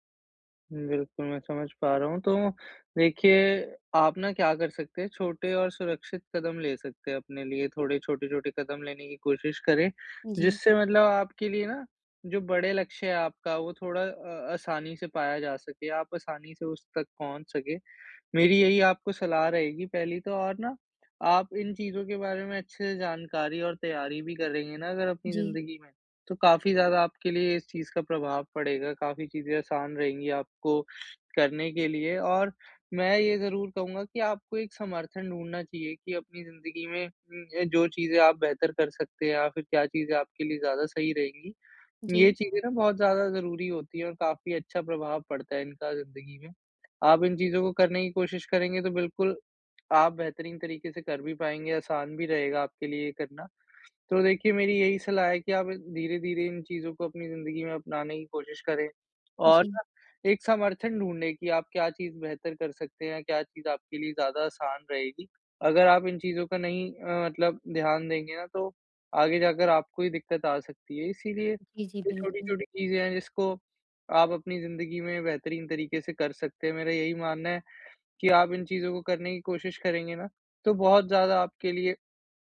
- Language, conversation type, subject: Hindi, advice, नए अनुभव आज़माने के डर को कैसे दूर करूँ?
- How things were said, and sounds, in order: none